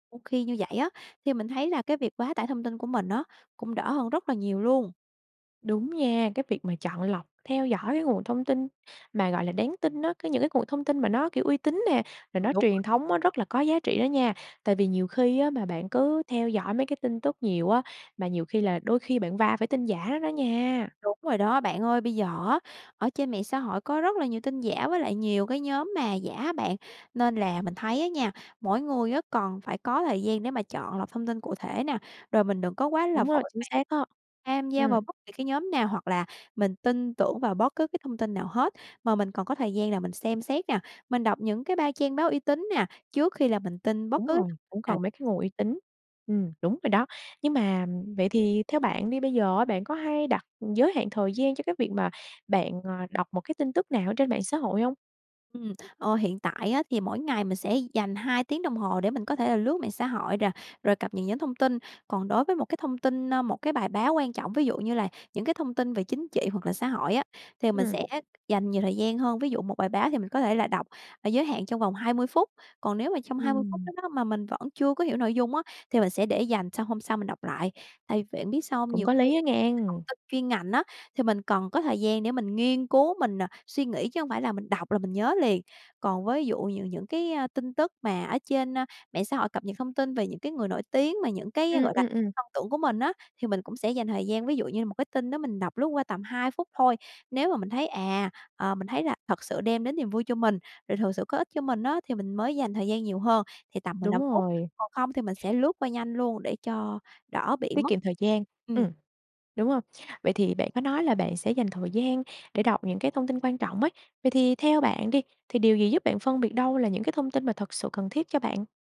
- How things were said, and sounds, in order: unintelligible speech; tapping; unintelligible speech
- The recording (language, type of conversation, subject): Vietnamese, podcast, Bạn đối phó với quá tải thông tin ra sao?